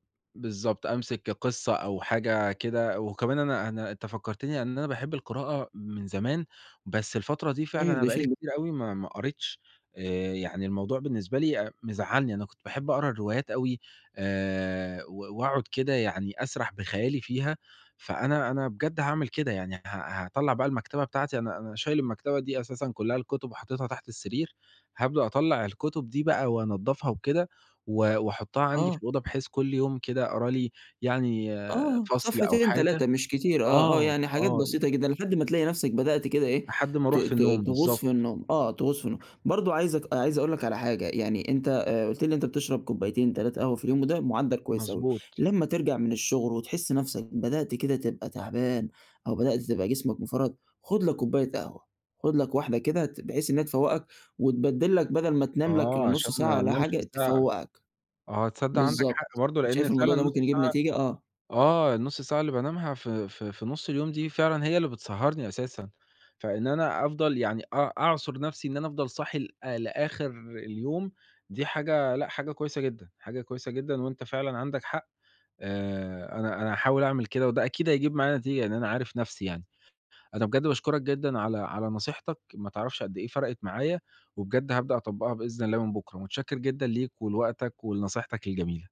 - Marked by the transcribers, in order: unintelligible speech; tapping
- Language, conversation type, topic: Arabic, advice, إزاي أقدر أصحى بدري الصبح وألتزم بميعاد ثابت أبدأ بيه يومي؟